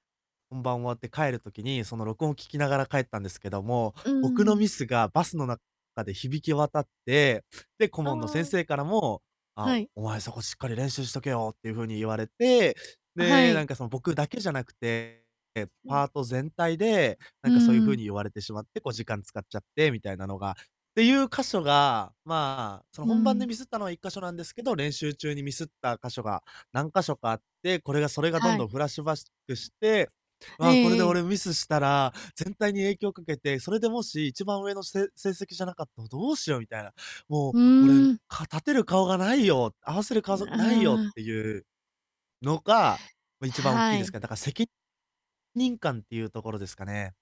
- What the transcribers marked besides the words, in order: tapping; distorted speech; "フラッシュバック" said as "フラッシュバシック"
- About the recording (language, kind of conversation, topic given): Japanese, advice, 短時間で緊張をリセットして、すぐに落ち着くにはどうすればいいですか？